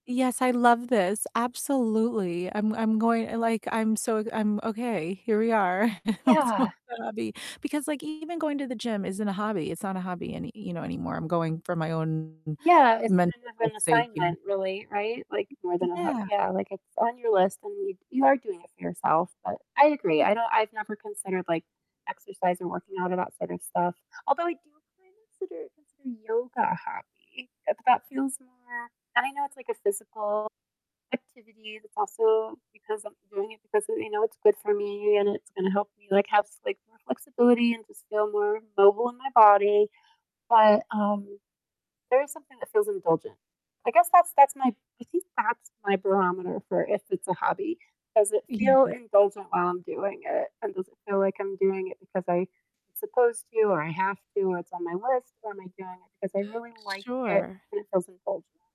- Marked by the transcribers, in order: laughing while speaking: "and we're talking"; distorted speech; other background noise
- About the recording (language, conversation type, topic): English, unstructured, What motivates you to push past the awkward beginning when you try something new?
- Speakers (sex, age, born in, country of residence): female, 40-44, United States, United States; female, 55-59, United States, United States